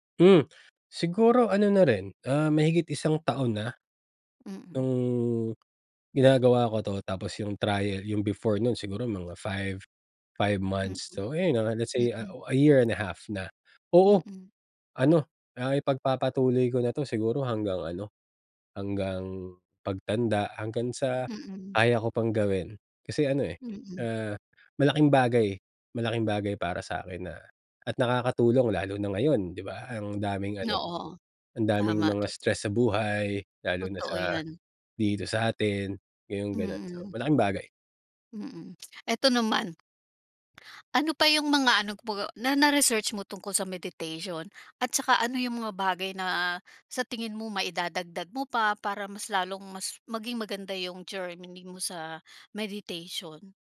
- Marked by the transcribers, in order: in English: "let's say a year and a half"; tapping; other background noise; in English: "meditation"; in English: "journey"; in English: "meditation?"
- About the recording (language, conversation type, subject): Filipino, podcast, Ano ang ginagawa mong self-care kahit sobrang busy?